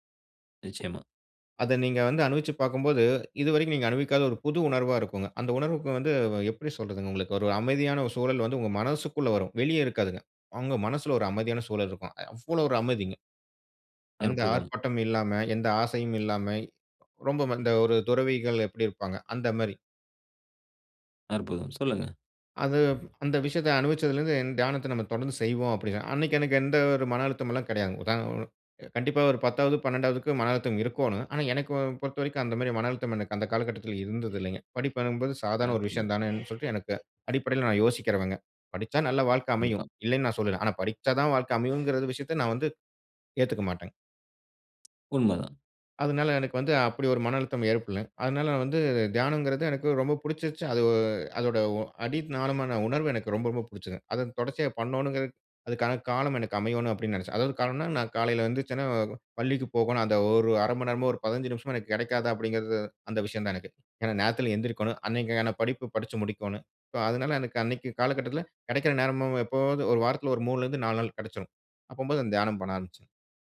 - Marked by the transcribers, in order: "அனுபவிச்சு" said as "அணிவிச்சு"; "அனுபவிக்காத" said as "அனுவிக்காத"; other background noise; other noise; in English: "ஸோ"
- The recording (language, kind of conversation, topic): Tamil, podcast, தியானம் மனஅழுத்தத்தை சமாளிக்க எப்படிப் உதவுகிறது?